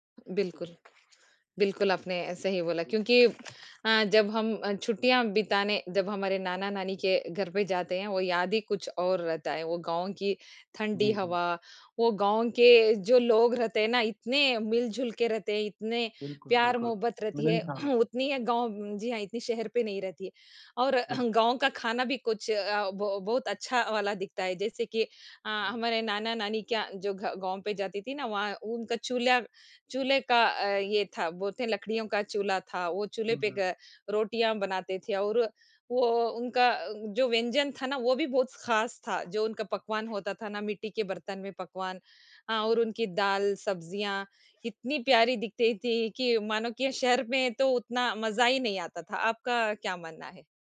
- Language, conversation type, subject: Hindi, unstructured, आपकी सबसे प्यारी बचपन की याद कौन-सी है?
- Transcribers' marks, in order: tapping; other background noise; throat clearing; throat clearing; other noise